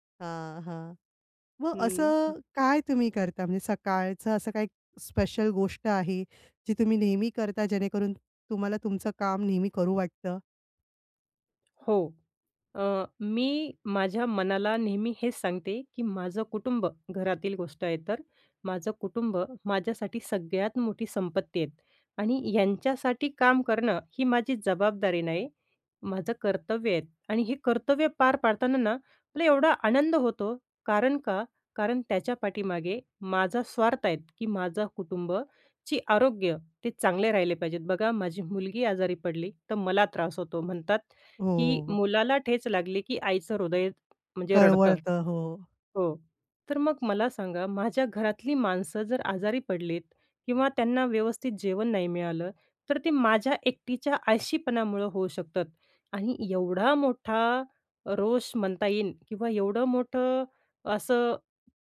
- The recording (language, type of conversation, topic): Marathi, podcast, तू कामात प्रेरणा कशी टिकवतोस?
- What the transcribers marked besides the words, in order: in English: "स्पेशल"